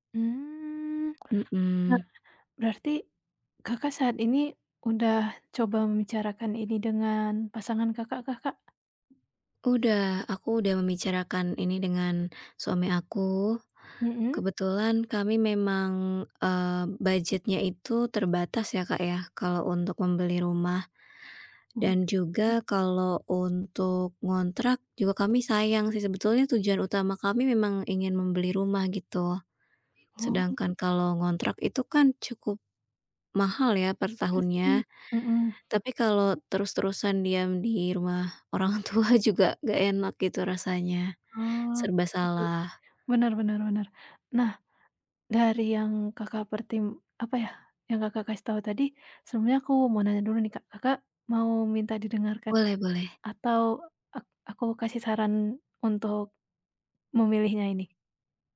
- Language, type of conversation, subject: Indonesian, advice, Haruskah saya membeli rumah pertama atau terus menyewa?
- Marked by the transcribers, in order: tapping; other background noise; other noise; laughing while speaking: "tua"